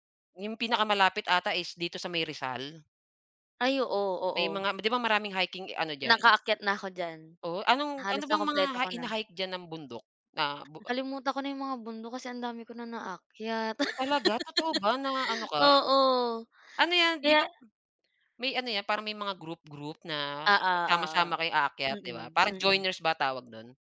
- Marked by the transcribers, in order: other background noise; laugh
- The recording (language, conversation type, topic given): Filipino, unstructured, Paano natin maipapasa sa mga susunod na henerasyon ang pagmamahal at pag-aalaga sa kalikasan?